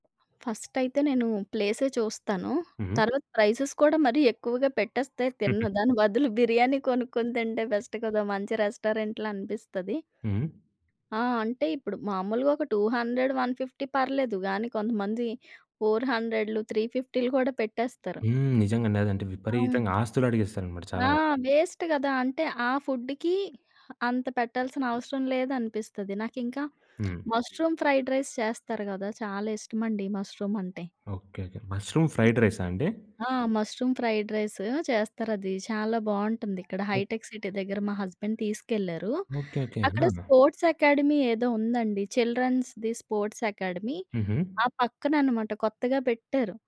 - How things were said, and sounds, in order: other background noise; in English: "ఫస్ట్"; in English: "ప్రైసెస్"; giggle; in English: "బెస్ట్"; tapping; in English: "రెస్టారెంట్‌లో"; in English: "టూ హండ్రెడ్ వన్ ఫిఫ్టీ"; in English: "వేస్ట్"; in English: "ఫుడ్‌కి"; in English: "మష్రూమ్ ఫ్రైడ్ రైస్"; in English: "మష్రూమ్"; in English: "ముష్రూమ్ ఫ్రైడ్"; in English: "మష్రూమ్ ఫ్రైడ్ రైస్"; in English: "హస్బెండ్"; in English: "స్పోర్ట్స్ అకాడమీ"; in English: "చిల్డ్రన్స్‌ది స్పోర్ట్స్ అకాడమీ"
- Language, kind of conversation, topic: Telugu, podcast, వీధి ఆహారం తిన్న మీ మొదటి అనుభవం ఏది?